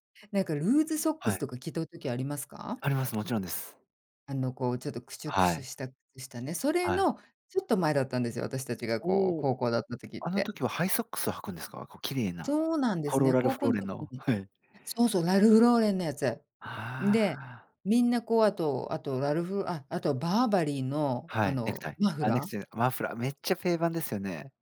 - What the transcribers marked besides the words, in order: none
- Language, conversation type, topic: Japanese, podcast, 流行と自分の好みのバランスを、普段どう取っていますか？